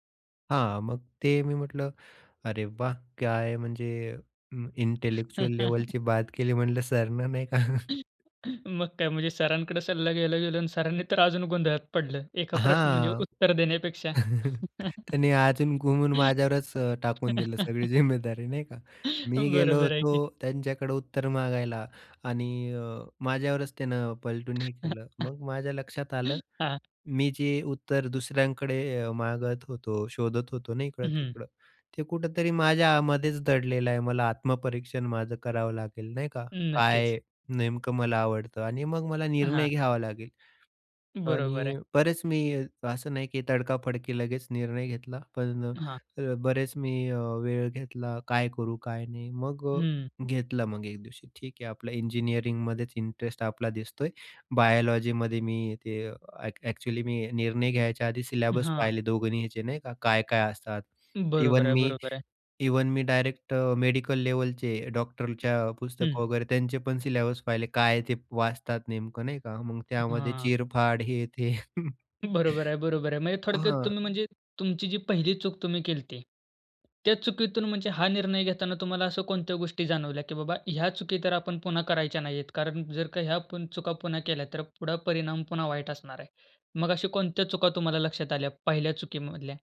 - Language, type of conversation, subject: Marathi, podcast, चुका झाल्यावर तुम्ही स्वतःमध्ये सुधारणा कशी करता?
- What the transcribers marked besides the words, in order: in English: "इंटेलेक्चुअल"; tapping; laugh; laughing while speaking: "सरनं नाही का?"; chuckle; laughing while speaking: "मग काय म्हणजे सरांकडे सल्ला … म्हणजे उत्तर देण्यापेक्षा"; chuckle; chuckle; laughing while speaking: "टाकून दिलं सगळी जिम्मेदारी, नाही का?"; laugh; other background noise; chuckle; in English: "अ‍ॅक्चुअली"; in English: "सिलेबस"; "दोघांचे" said as "दोघांनी याचे"; in English: "सिलेबस"; chuckle